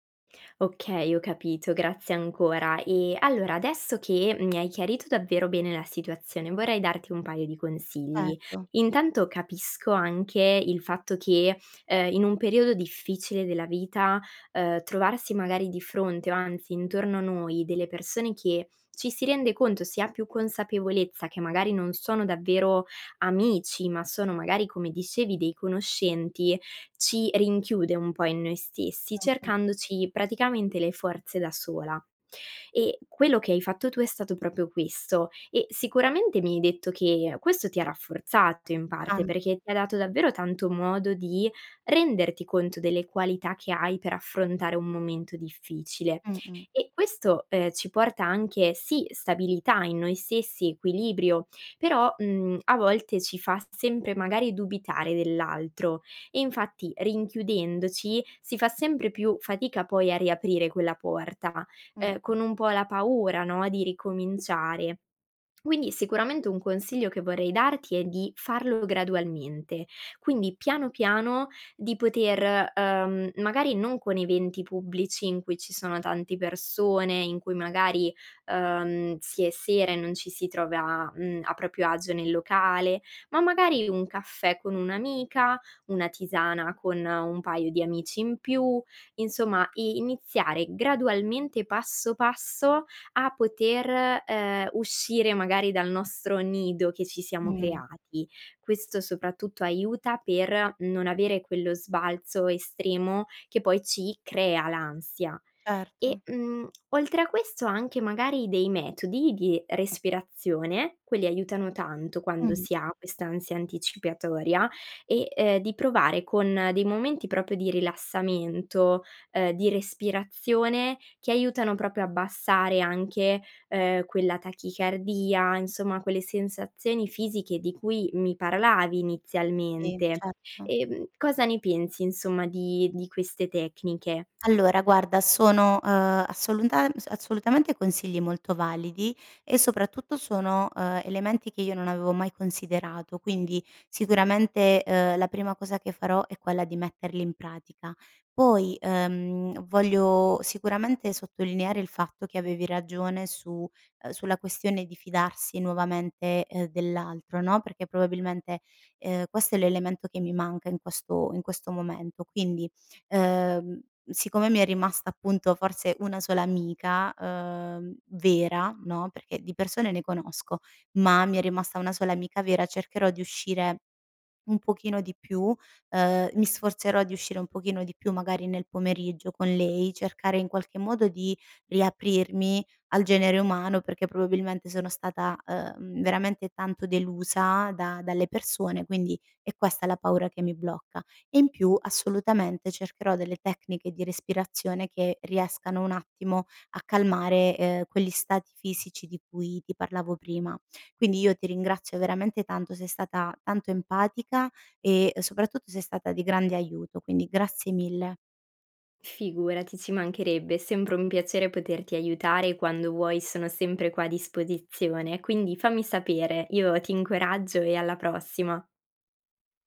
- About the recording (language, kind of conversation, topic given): Italian, advice, Come posso gestire l’ansia anticipatoria prima di riunioni o eventi sociali?
- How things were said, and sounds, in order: unintelligible speech; unintelligible speech; "proprio" said as "propio"; "proprio" said as "propio"; tapping